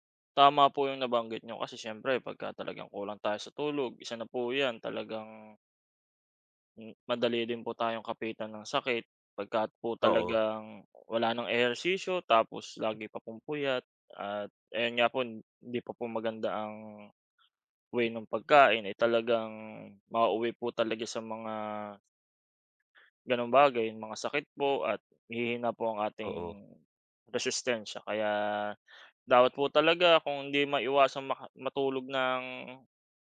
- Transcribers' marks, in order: "pagka" said as "pagkat"
- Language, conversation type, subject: Filipino, unstructured, Ano ang ginagawa mo araw-araw para mapanatili ang kalusugan mo?